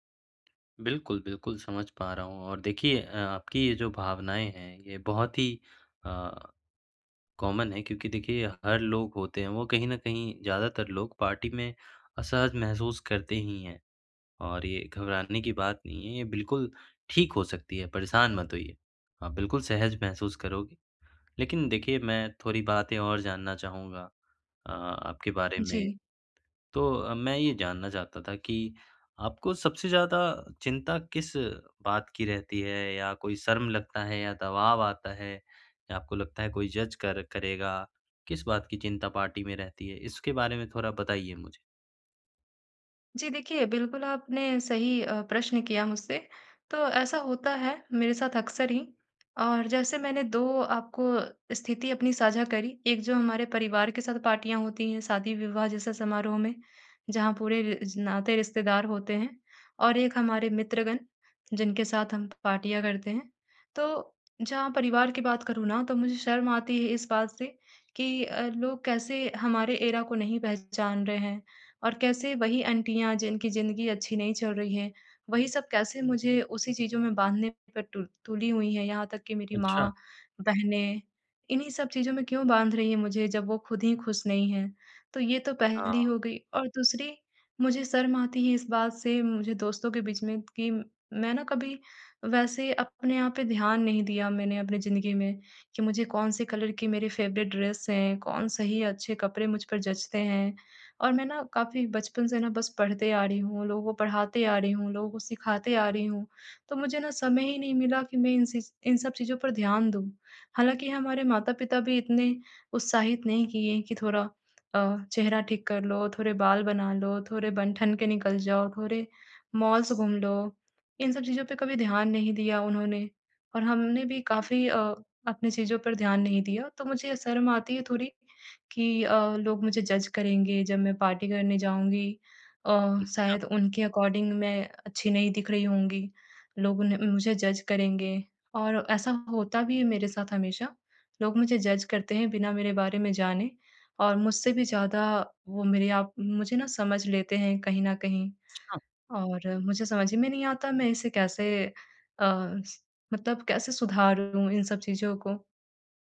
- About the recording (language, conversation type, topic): Hindi, advice, पार्टी में सामाजिक दबाव और असहजता से कैसे निपटूँ?
- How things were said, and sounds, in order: in English: "कॉमन"; in English: "पार्टी"; in English: "जज़"; in English: "पार्टी"; in English: "एरा"; in English: "कलर"; in English: "फ़ेवरेट ड्रेस"; in English: "मॉल्स"; in English: "जज़"; unintelligible speech; in English: "पार्टी"; in English: "अकॉर्डिंग"; in English: "जज"; in English: "जज़"